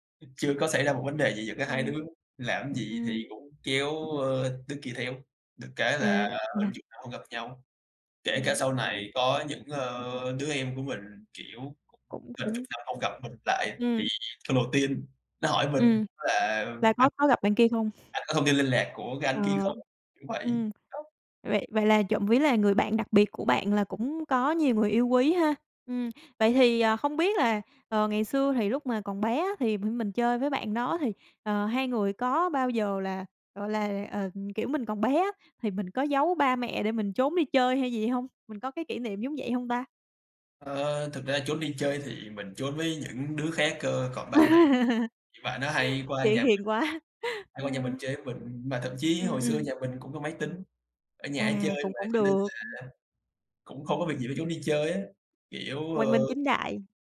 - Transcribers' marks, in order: other background noise; tapping; laugh; laughing while speaking: "Kiểu, hiền quá. Ừ"
- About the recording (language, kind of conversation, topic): Vietnamese, podcast, Bạn có kỷ niệm nào về một tình bạn đặc biệt không?